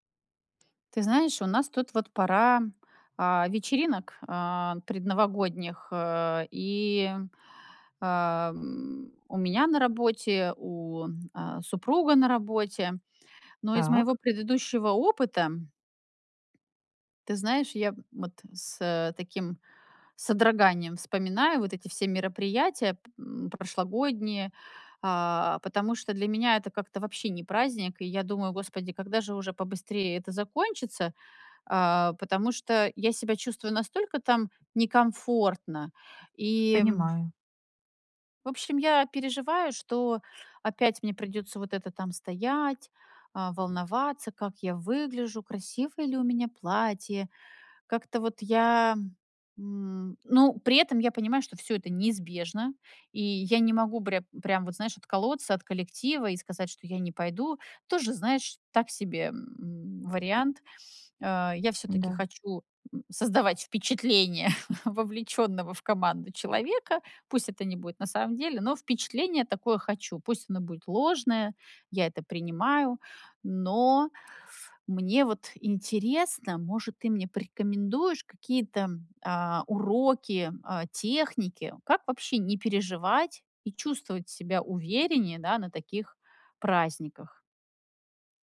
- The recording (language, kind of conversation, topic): Russian, advice, Как перестать переживать и чувствовать себя увереннее на вечеринках?
- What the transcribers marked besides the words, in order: tapping; chuckle